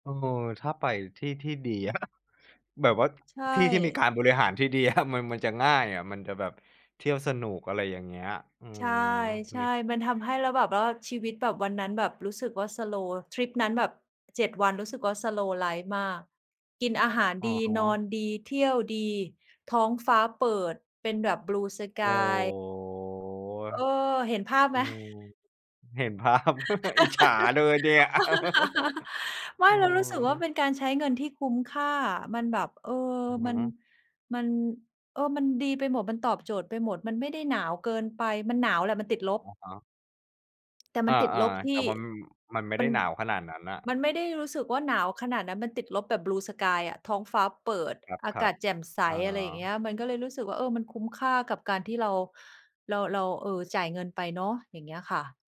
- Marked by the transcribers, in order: laugh; laughing while speaking: "อะ"; in English: "สโลว์"; in English: "Blue sky"; drawn out: "โอ้โฮ"; chuckle; laugh; laugh; in English: "Blue sky"
- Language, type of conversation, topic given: Thai, unstructured, ทำไมคนเรามักชอบใช้เงินกับสิ่งที่ทำให้ตัวเองมีความสุข?